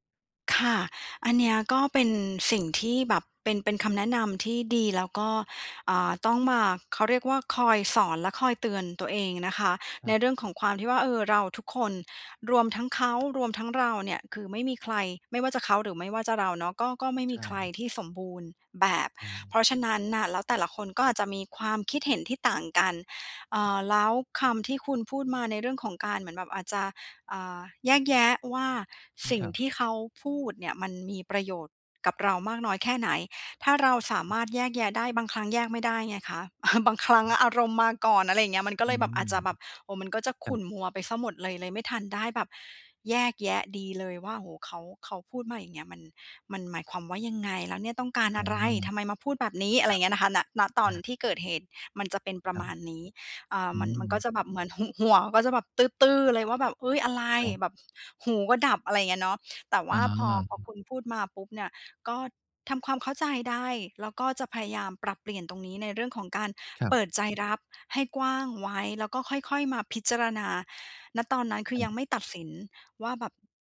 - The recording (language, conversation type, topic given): Thai, advice, ฉันควรจัดการกับอารมณ์ของตัวเองเมื่อได้รับคำติชมอย่างไร?
- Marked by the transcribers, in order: tapping; other background noise; laugh; laughing while speaking: "บางครั้งอารมณ์มาก่อน"